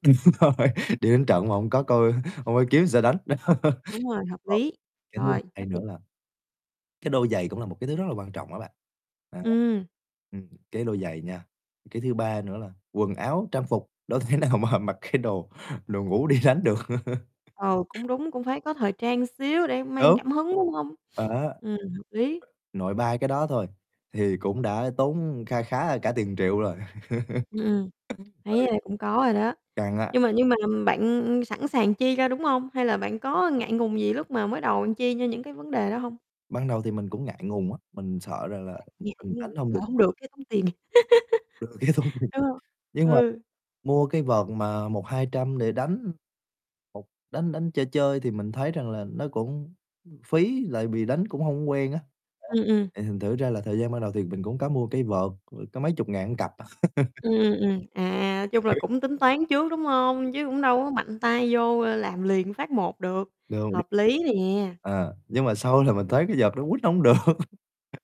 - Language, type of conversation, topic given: Vietnamese, podcast, Bạn thường bắt đầu một sở thích mới như thế nào?
- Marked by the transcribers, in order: laughing while speaking: "Đúng rồi"; chuckle; laugh; static; distorted speech; laughing while speaking: "đâu thể nào mà mặc cái đồ đồ ngủ đi đánh được"; chuckle; tapping; other background noise; sniff; laugh; laughing while speaking: "Rồi cái xong rồi"; laugh; unintelligible speech; "một" said as "ưn"; chuckle; other noise; laughing while speaking: "hổng được"; chuckle